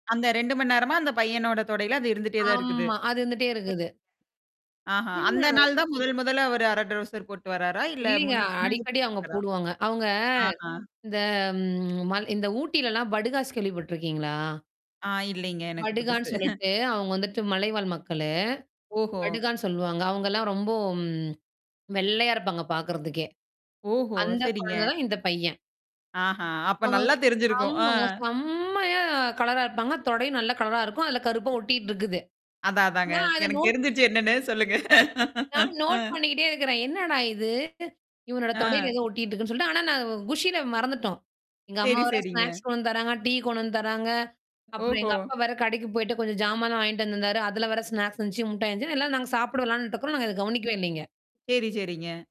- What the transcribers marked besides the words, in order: drawn out: "ஆமா"; other background noise; distorted speech; drawn out: "அவங்க"; tongue click; in Kannada: "படுகாஸ்"; in Kannada: "படுகான்னு"; chuckle; in Kannada: "படுகான்னு"; drawn out: "ரொம்போ"; laughing while speaking: "அப்ப நல்லா தெரிஞ்சிருக்கும். அ"; drawn out: "ஆமாங்க"; in English: "நோட்"; laugh; in English: "நோட்"; laughing while speaking: "எனக்கு தெரிஞ்சுருச்சு என்னன்னு சொல்லுங்க. அ"; "அம்மாவேரா" said as "அம்மாவரா"; in English: "ஸ்நாக்ஸ்"; in another language: "ஜாமானா"; in English: "ஸ்நாக்ஸ்"; other noise
- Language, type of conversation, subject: Tamil, podcast, நண்பர்களுடன் விளையாடிய போது உங்களுக்கு மிகவும் பிடித்த ஒரு நினைவை பகிர முடியுமா?